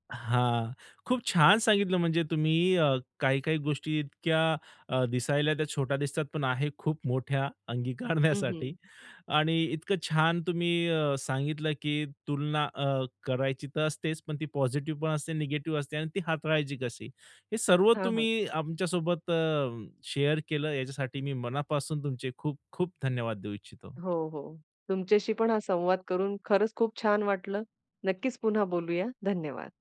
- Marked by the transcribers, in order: laughing while speaking: "अंगीकारण्यासाठी"; in English: "शेअर"
- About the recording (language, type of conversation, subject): Marathi, podcast, इतरांशी तुलना कमी करण्याचे सोपे मार्ग कोणते आहेत?